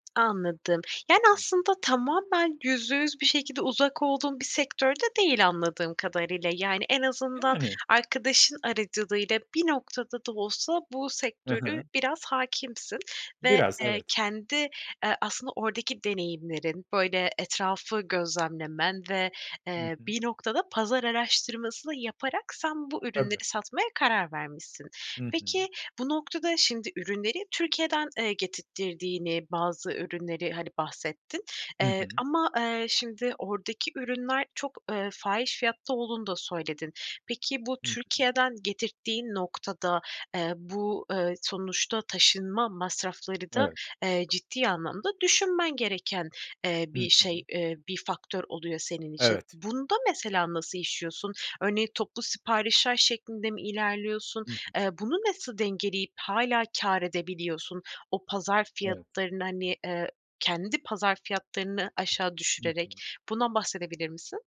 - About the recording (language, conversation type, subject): Turkish, podcast, Kendi işini kurmayı hiç düşündün mü? Neden?
- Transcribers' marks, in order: tapping; other background noise